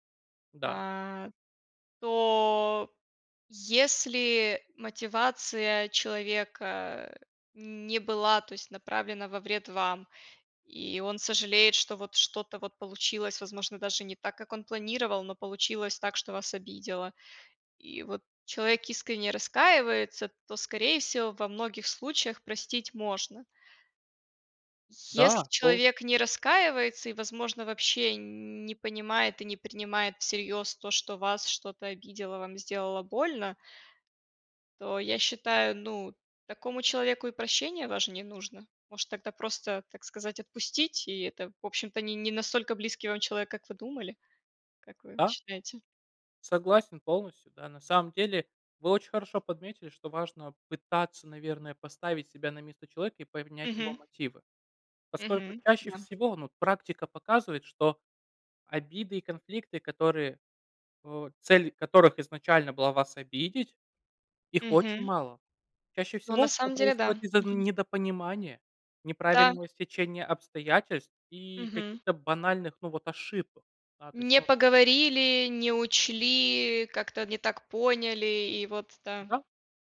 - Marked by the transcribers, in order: none
- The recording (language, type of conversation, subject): Russian, unstructured, Почему, по вашему мнению, иногда бывает трудно прощать близких людей?
- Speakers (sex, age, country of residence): female, 30-34, United States; male, 30-34, Romania